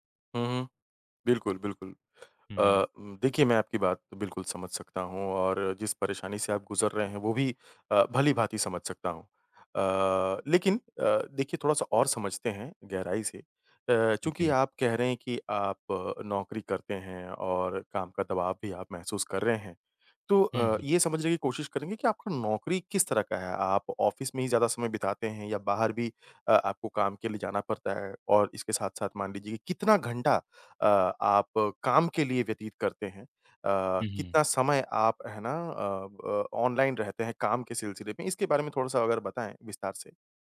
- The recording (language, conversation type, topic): Hindi, advice, लगातार काम के दबाव से ऊर्जा खत्म होना और रोज मन न लगना
- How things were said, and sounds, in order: in English: "ऑफ़िस"